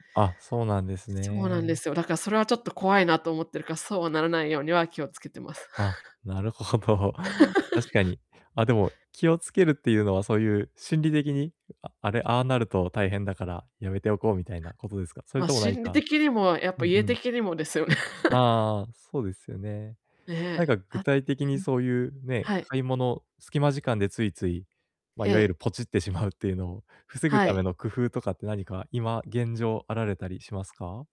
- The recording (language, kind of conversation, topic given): Japanese, advice, ストレス解消のためについ買い物してしまうのですが、無駄遣いを減らすにはどうすればいいですか？
- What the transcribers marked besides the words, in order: chuckle; laugh; laughing while speaking: "ですよね"; chuckle